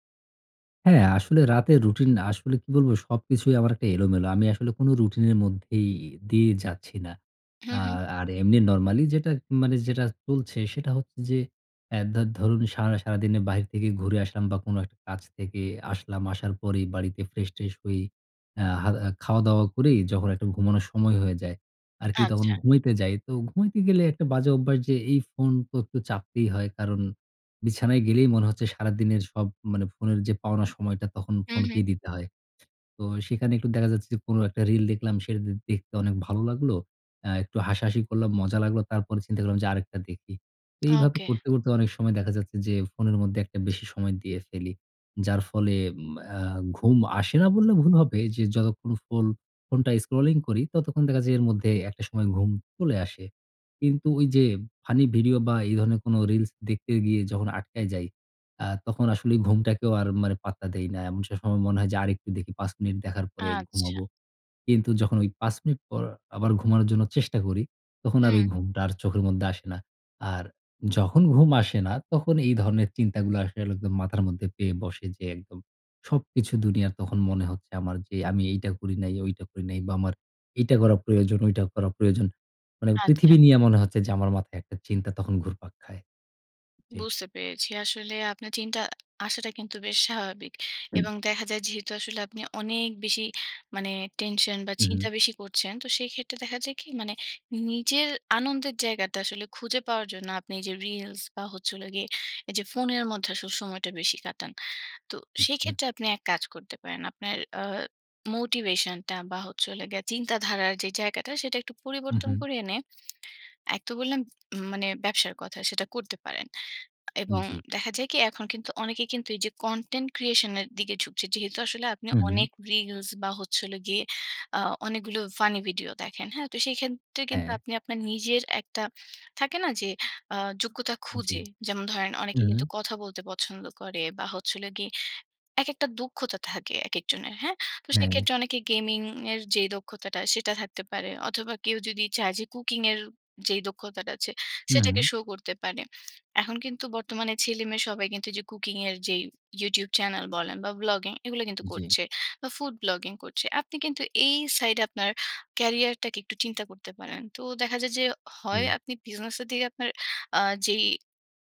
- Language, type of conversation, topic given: Bengali, advice, রাতে চিন্তায় ভুগে ঘুমাতে না পারার সমস্যাটি আপনি কীভাবে বর্ণনা করবেন?
- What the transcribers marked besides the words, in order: tapping; in English: "কনটেন্ট ক্রিয়েশন"